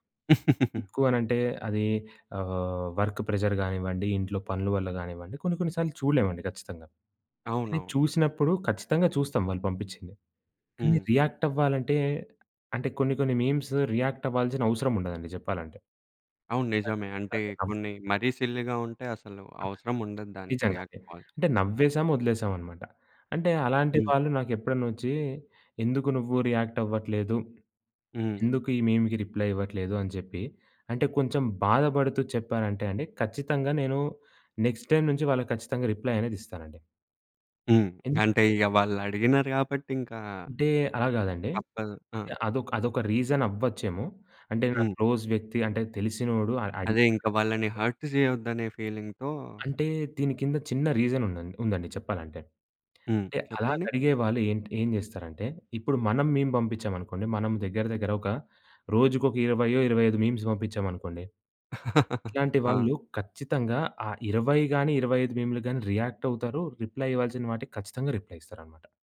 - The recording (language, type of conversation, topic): Telugu, podcast, టెక్స్ట్ vs వాయిస్ — ఎప్పుడు ఏదాన్ని ఎంచుకుంటారు?
- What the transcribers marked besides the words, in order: laugh; other background noise; in English: "వర్క్ ప్రెషర్"; in English: "రియాక్ట్"; unintelligible speech; in English: "సిల్లీగా"; in English: "రియాక్ట్"; in English: "మీమ్‌కి రిప్లై"; in English: "నెక్స్ట్ టైమ్"; in English: "రిప్లై"; in English: "రీజన్"; in English: "క్లోజ్"; in English: "హర్ట్"; in English: "ఫీలింగ్‌తో"; in English: "మీమ్"; in English: "మీమ్స్"; tapping; chuckle; in English: "రిప్లై"; in English: "రిప్లై"